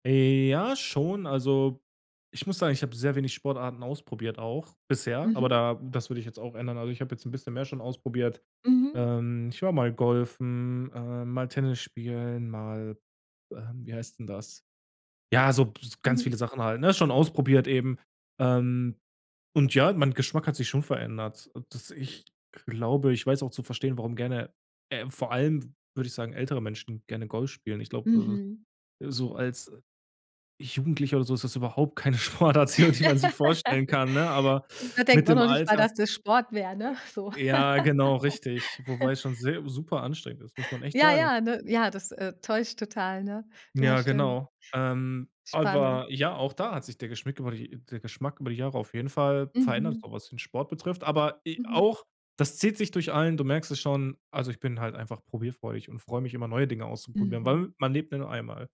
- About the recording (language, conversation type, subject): German, podcast, Wie hat sich dein Geschmack über die Jahre entwickelt?
- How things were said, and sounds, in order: laughing while speaking: "Sportart, die man die"; chuckle; snort; chuckle